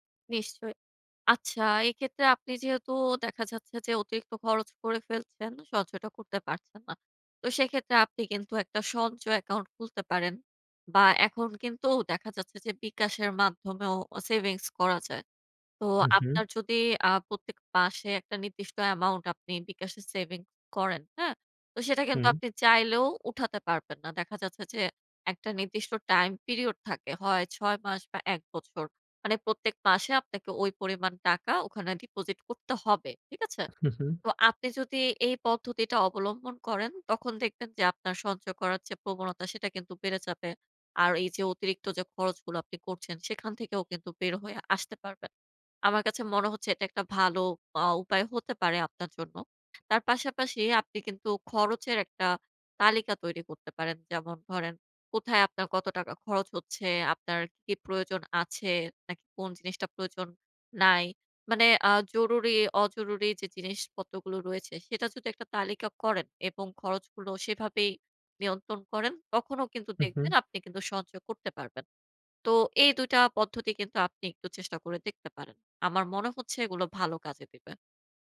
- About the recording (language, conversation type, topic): Bengali, advice, আর্থিক সঞ্চয় শুরু করে তা ধারাবাহিকভাবে চালিয়ে যাওয়ার স্থায়ী অভ্যাস গড়তে আমার কেন সমস্যা হচ্ছে?
- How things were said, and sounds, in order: in English: "deposit"